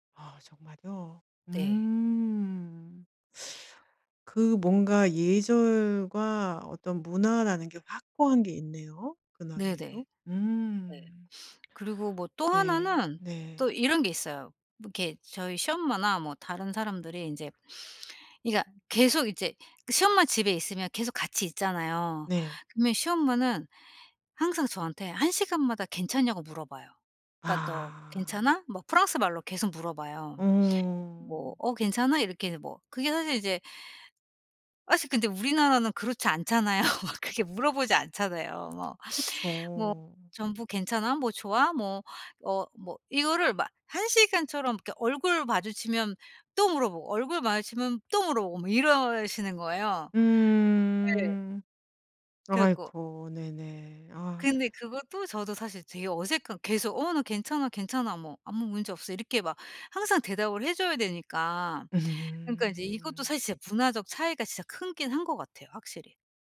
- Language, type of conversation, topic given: Korean, advice, 이사 후 새로운 곳의 사회적 예절과 의사소통 차이에 어떻게 적응하면 좋을까요?
- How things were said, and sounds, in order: sniff; other background noise; laughing while speaking: "않잖아요"; tapping